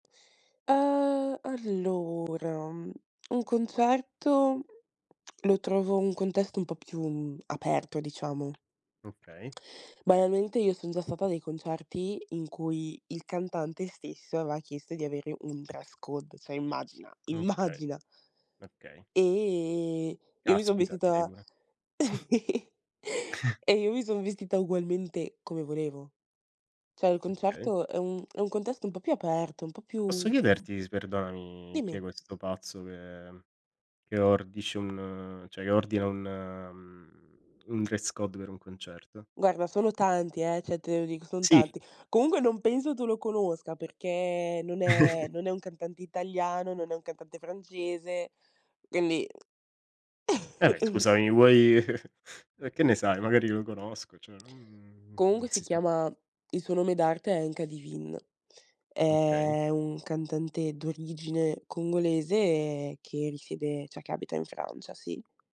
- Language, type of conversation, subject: Italian, podcast, Che cosa ti fa sentire più sicuro/a quando ti vesti?
- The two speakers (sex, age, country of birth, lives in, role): female, 20-24, Italy, Italy, guest; male, 30-34, Italy, Italy, host
- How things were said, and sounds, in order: drawn out: "Ehm"; tongue click; tapping; "cioè" said as "ceh"; laughing while speaking: "immagina"; drawn out: "E"; chuckle; "Cioè" said as "ceh"; other background noise; "cioè" said as "ceh"; "cioè" said as "ceh"; background speech; chuckle; chuckle; "cioè" said as "ceh"; "cioè" said as "ceh"